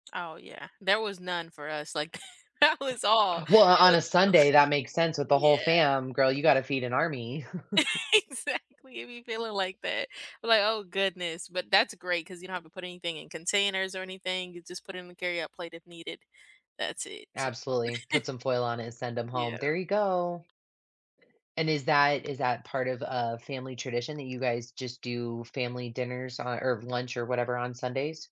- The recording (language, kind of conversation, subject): English, unstructured, What’s the best meal you’ve had lately, and what made it feel special to you?
- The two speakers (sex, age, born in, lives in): female, 18-19, United States, United States; female, 40-44, United States, United States
- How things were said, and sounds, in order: other background noise; chuckle; laughing while speaking: "that was"; unintelligible speech; snort; chuckle; laughing while speaking: "Exactly"; chuckle; chuckle; tapping